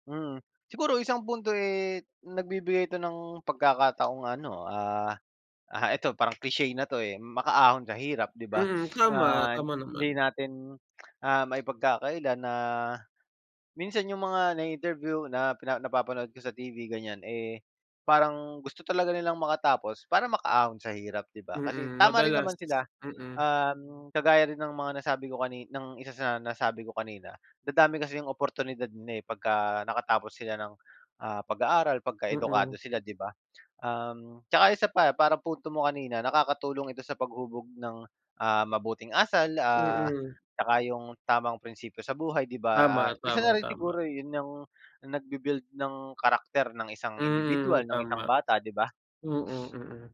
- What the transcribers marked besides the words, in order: tapping; in English: "cliche"
- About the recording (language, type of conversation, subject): Filipino, unstructured, Paano mo maipapaliwanag ang kahalagahan ng edukasyon sa mga kabataan?
- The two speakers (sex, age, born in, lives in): male, 25-29, Philippines, Philippines; male, 30-34, Philippines, Philippines